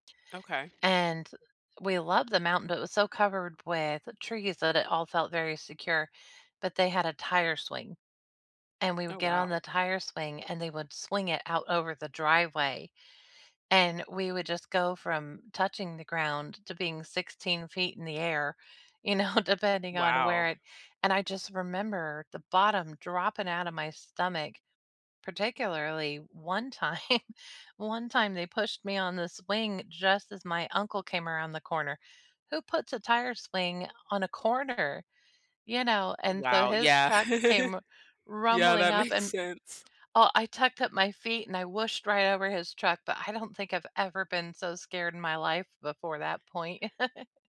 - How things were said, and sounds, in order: laughing while speaking: "know"; laughing while speaking: "time"; laugh; laughing while speaking: "makes"; chuckle
- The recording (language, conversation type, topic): English, unstructured, What’s your favorite way to get outdoors where you live, and what makes it special?
- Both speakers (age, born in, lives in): 30-34, South Korea, United States; 45-49, United States, United States